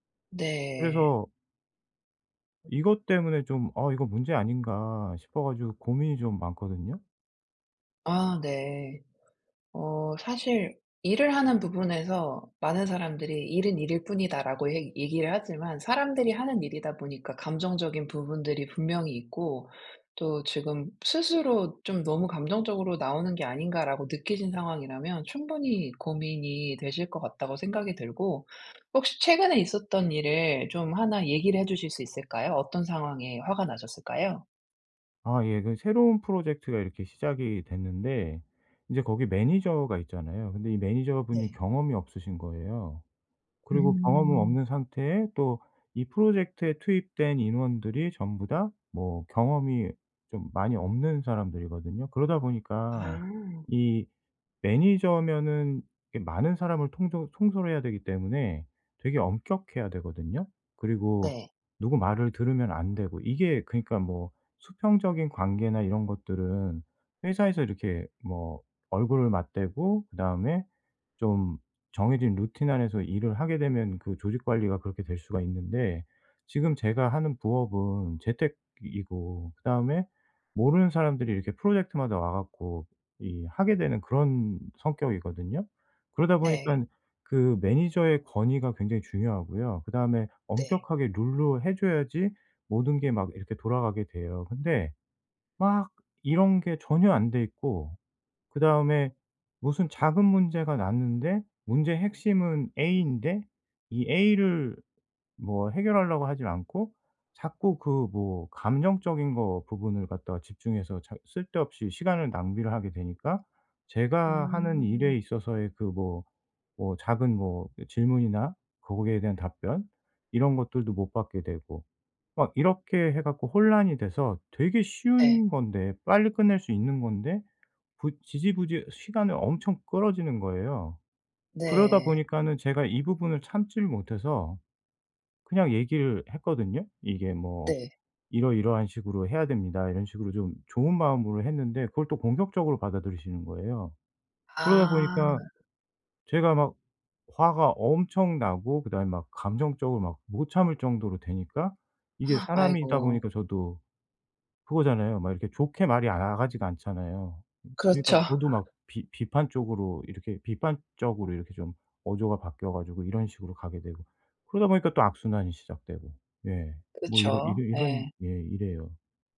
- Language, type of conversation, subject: Korean, advice, 왜 저는 작은 일에도 감정적으로 크게 반응하는 걸까요?
- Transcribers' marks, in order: other background noise; gasp